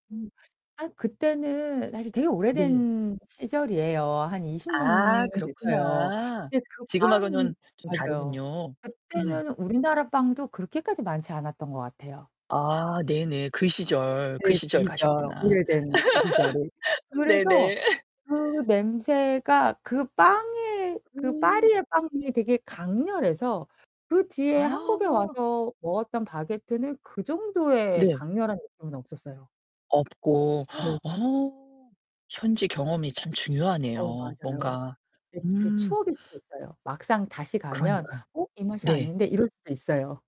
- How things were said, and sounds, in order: other background noise; laugh; laughing while speaking: "네네"; laugh; distorted speech; gasp
- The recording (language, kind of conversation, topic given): Korean, podcast, 가장 인상 깊었던 현지 음식은 뭐였어요?